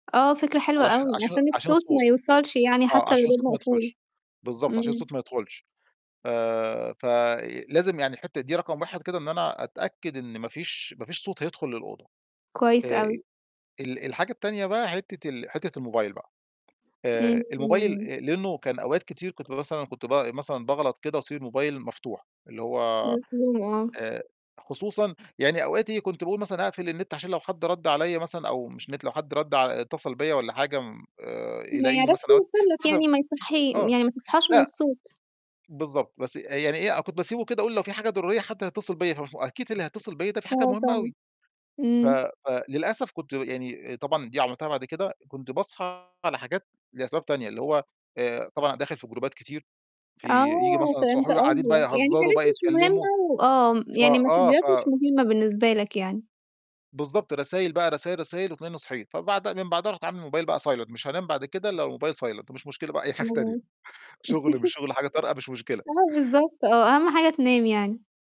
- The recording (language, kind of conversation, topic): Arabic, podcast, إيه العادات اللي بتخلي نومك أحسن؟
- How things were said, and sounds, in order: other noise; tapping; distorted speech; in English: "جروبات"; in English: "ماسدجات"; in English: "silent"; in English: "silent"; laughing while speaking: "أي حاجة تانية"; laugh